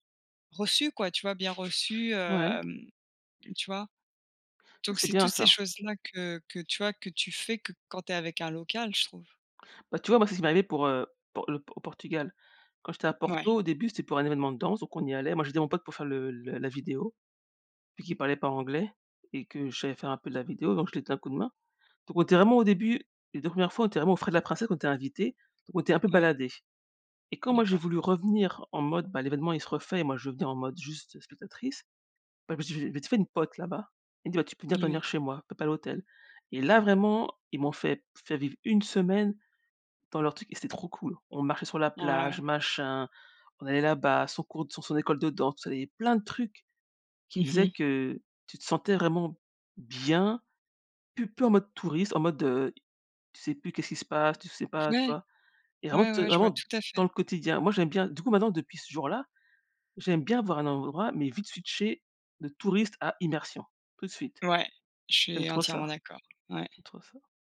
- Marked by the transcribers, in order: other background noise; tapping; stressed: "plein"
- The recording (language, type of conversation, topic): French, unstructured, Comment as-tu rencontré ta meilleure amie ou ton meilleur ami ?